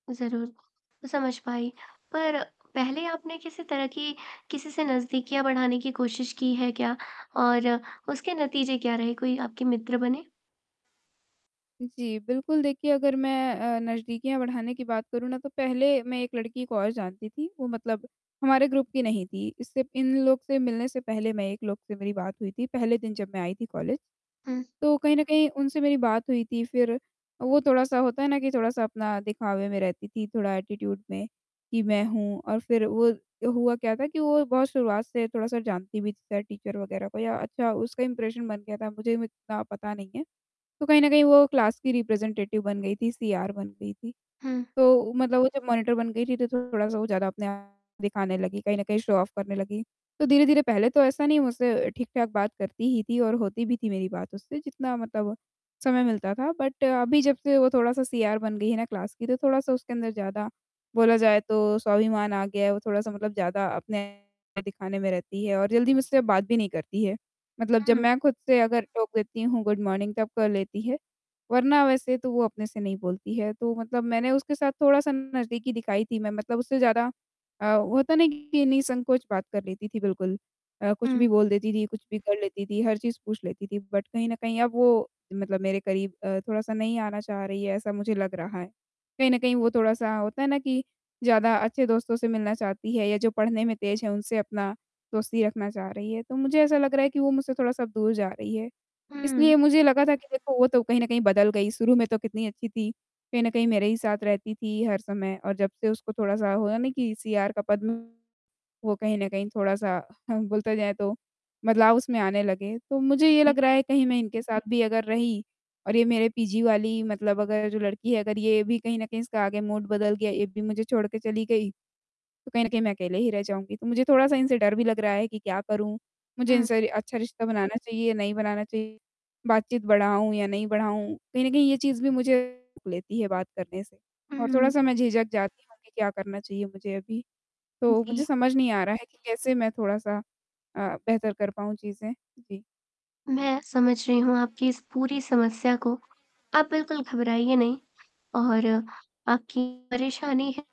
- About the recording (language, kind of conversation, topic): Hindi, advice, थोड़ी बातचीत से कोई रिश्ता और गहरा कैसे बनाया जा सकता है?
- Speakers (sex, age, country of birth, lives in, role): female, 20-24, India, India, advisor; female, 20-24, India, India, user
- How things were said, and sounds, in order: static; in English: "ग्रुप"; in English: "एटीट्यूड"; in English: "टीचर"; in English: "इम्प्रेशन"; in English: "क्लास"; in English: "रिप्रेज़ेंटेटिव"; in English: "मॉनिटर"; distorted speech; in English: "शो ऑफ"; in English: "बट"; in English: "क्लास"; in English: "गुड मॉर्निंग"; in English: "बट"; in English: "मूड"; tapping